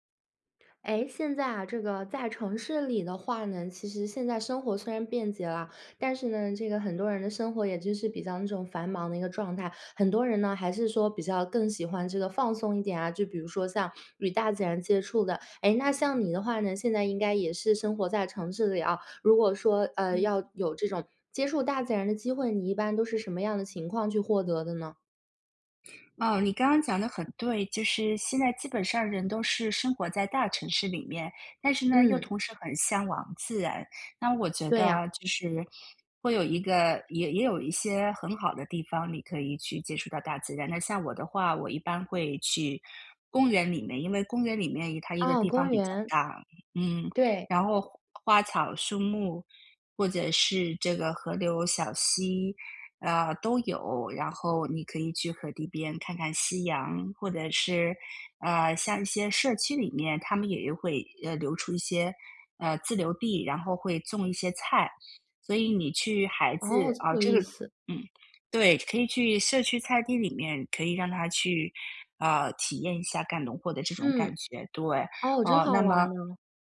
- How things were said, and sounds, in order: other background noise; other noise
- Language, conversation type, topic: Chinese, podcast, 城市里怎么找回接触大自然的机会？